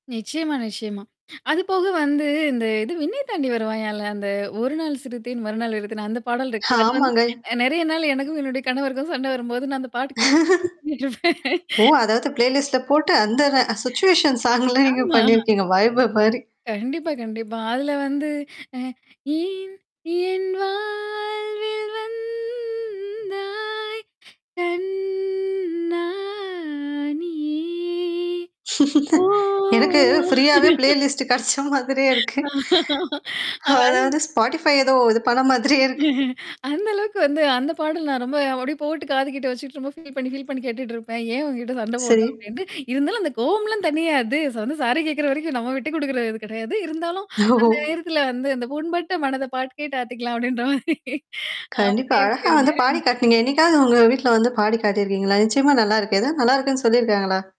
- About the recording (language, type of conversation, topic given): Tamil, podcast, ஒரு பாடல்பட்டியல் நம் மனநிலையை மாற்றும் என்று நீங்கள் நினைக்கிறீர்களா?
- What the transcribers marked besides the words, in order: distorted speech; chuckle; in English: "ப்ளேலிஸ்ட்ல"; unintelligible speech; laugh; laughing while speaking: "சிச்சுவேஷன் சாங்லாம் நீங்க பண்ணியிருக்கீங்க வைபு மாரி"; in English: "சிச்சுவேஷன் சாங்லாம்"; other background noise; laughing while speaking: "ஆமா"; in English: "வைபு"; tapping; singing: "ஏன் என் வாழ்வில் வந்தாய் கண்ணா நீ, ஓ!"; laughing while speaking: "எனக்கு ஃப்ரீயாவே ப்ளே லிஸ்ட் கிடைச்ச மாதிரியே இருக்கு"; in English: "ஃப்ரீயாவே ப்ளே லிஸ்ட்"; drawn out: "ஓ!"; laugh; chuckle; laughing while speaking: "அவன்"; in English: "ஸ்பாட்டிஃபை"; chuckle; in English: "ஃபீல்"; mechanical hum; in English: "ஃபீல்"; "வந்து" said as "சந்த"; in English: "சாரி"; laughing while speaking: "ஓ!"; laughing while speaking: "கேட்டு ஆத்திக்கலாம் அப்டின்ற மாரி. அப்டி இருக்குங்க"; unintelligible speech